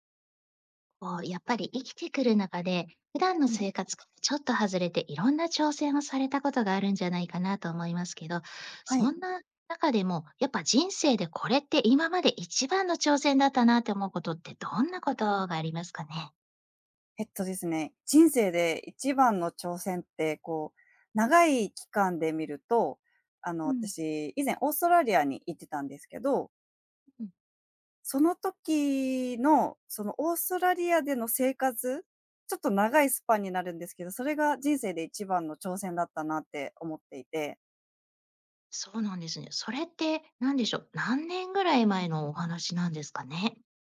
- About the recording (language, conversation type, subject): Japanese, podcast, 人生で一番の挑戦は何でしたか？
- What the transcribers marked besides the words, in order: none